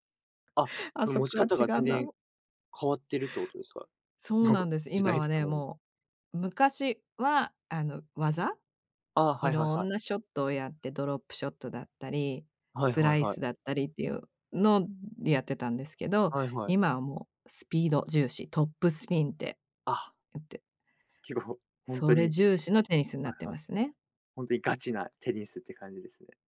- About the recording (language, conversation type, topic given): Japanese, podcast, 趣味でいちばん楽しい瞬間はどんなときですか？
- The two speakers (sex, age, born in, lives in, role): female, 45-49, Japan, United States, guest; male, 20-24, United States, Japan, host
- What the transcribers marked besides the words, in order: none